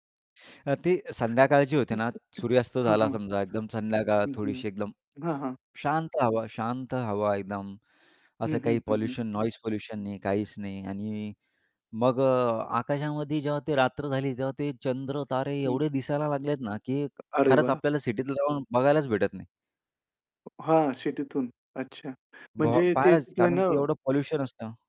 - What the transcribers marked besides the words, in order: static; other background noise; laugh; tapping
- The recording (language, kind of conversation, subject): Marathi, podcast, तुमच्या पहिल्या कॅम्पिंगच्या रात्रीची आठवण काय आहे?